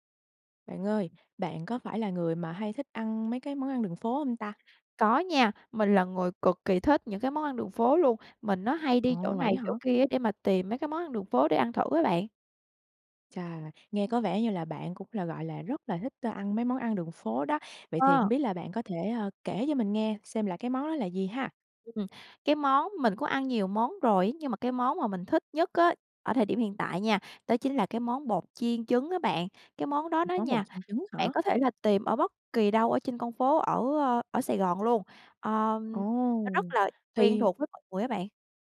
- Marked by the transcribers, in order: tapping; tsk
- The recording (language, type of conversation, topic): Vietnamese, podcast, Món ăn đường phố bạn thích nhất là gì, và vì sao?